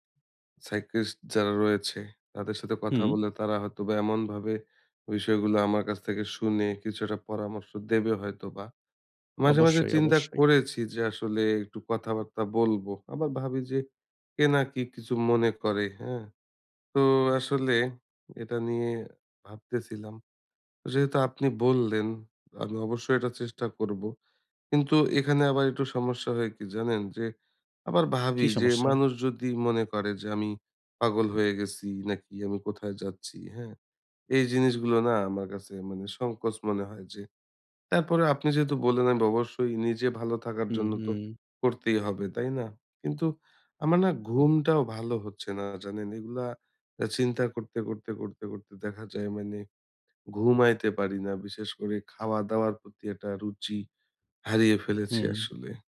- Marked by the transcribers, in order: "সাইক্রিয়াটিস্ট" said as "সাইকিস"; tapping
- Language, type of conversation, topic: Bengali, advice, অতীতের স্মৃতি বারবার ফিরে এসে দুশ্চিন্তা বাড়ায়